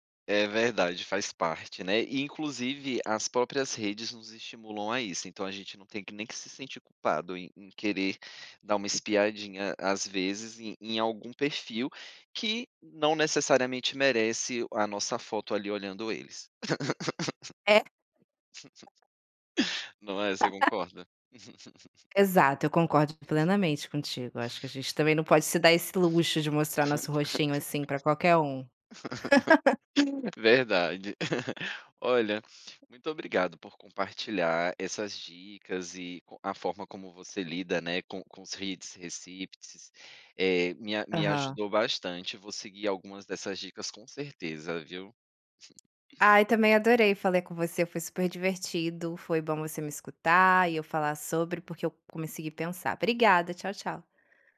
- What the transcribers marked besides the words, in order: laugh; chuckle; laugh; laugh; laugh; tapping; in English: "reads, receipts"; chuckle; "falar" said as "falé"; "consegui" said as "comesegui"
- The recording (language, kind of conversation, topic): Portuguese, podcast, Como você lida com confirmações de leitura e com o “visto”?